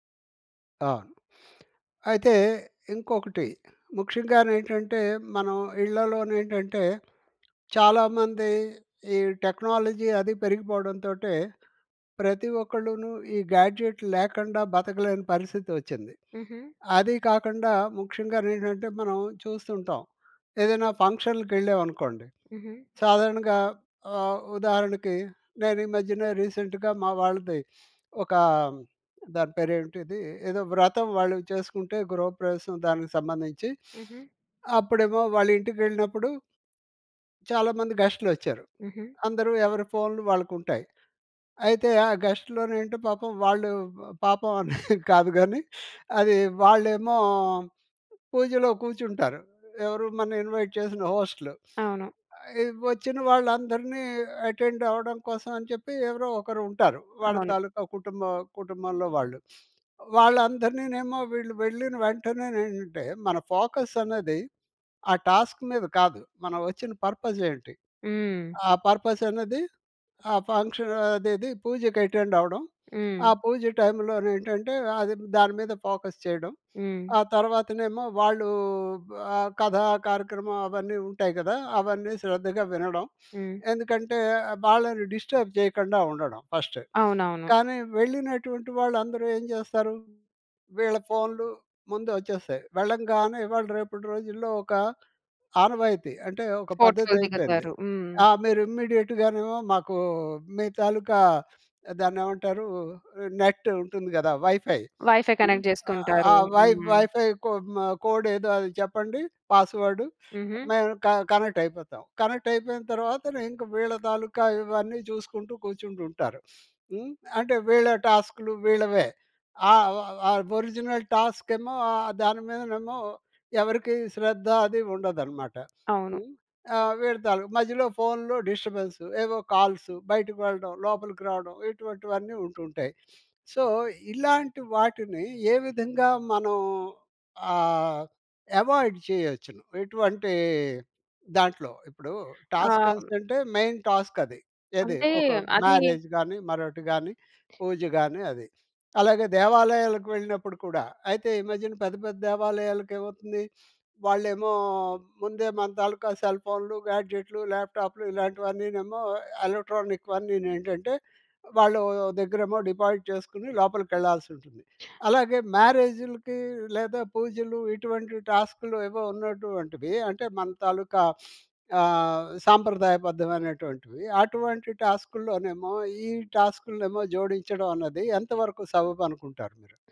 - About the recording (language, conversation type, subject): Telugu, podcast, మల్టీటాస్కింగ్ తగ్గించి ఫోకస్ పెంచేందుకు మీరు ఏ పద్ధతులు పాటిస్తారు?
- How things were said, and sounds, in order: sniff; in English: "టెక్నాలజీ"; in English: "గ్యాడ్జెట్"; in English: "రీసెంట్‌గా"; sniff; sniff; in English: "గెస్ట్‌లోని"; laughing while speaking: "పాపం అని కాదు గానీ"; in English: "ఇన్వైట్"; in English: "అటెండ్"; in English: "ఫోకస్"; in English: "టాస్క్"; in English: "పర్పస్"; in English: "ఫంక్షన్"; in English: "అటెండ్"; in English: "టైమ్‌లో"; in English: "ఫోకస్"; in English: "డిస్టర్బ్"; in English: "ఫస్ట్"; in English: "ఇమ్మీడియేట్‌గాను"; in English: "వైఫై"; in English: "వై వైఫై కోడ్"; in English: "వైఫై కనెక్ట్"; in English: "క కనెక్ట్"; sniff; in English: "డిస్టర్బెన్స్"; in English: "సో"; in English: "ఎవాయిడ్"; in English: "మెయిన్ టాస్క్"; in English: "మ్యారేజ్"; other background noise; other noise; in English: "డిపాజిట్"; sniff